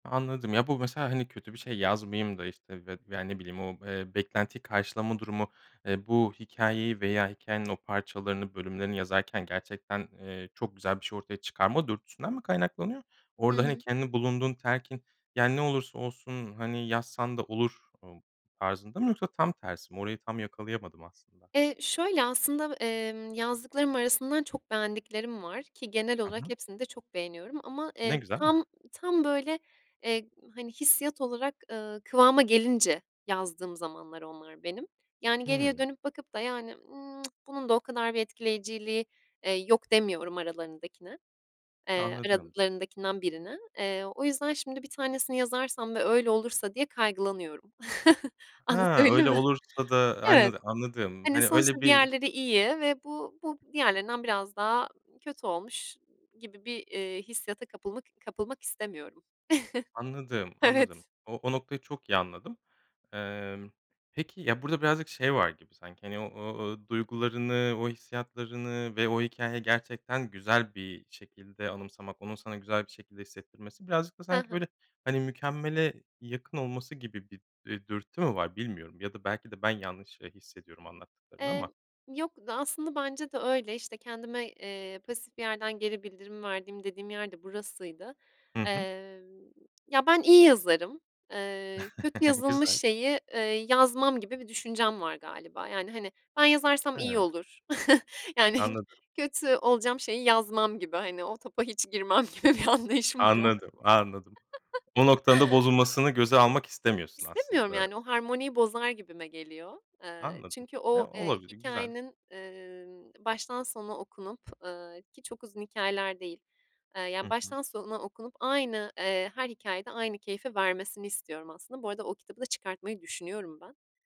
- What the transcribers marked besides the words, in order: other background noise; chuckle; tsk; chuckle; chuckle; chuckle; chuckle; laughing while speaking: "hiç girmem gibi bir anlayışım var, anladın mı?"; chuckle
- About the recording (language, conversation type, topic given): Turkish, podcast, Yaratıcılığını besleyen günlük alışkanlıkların neler?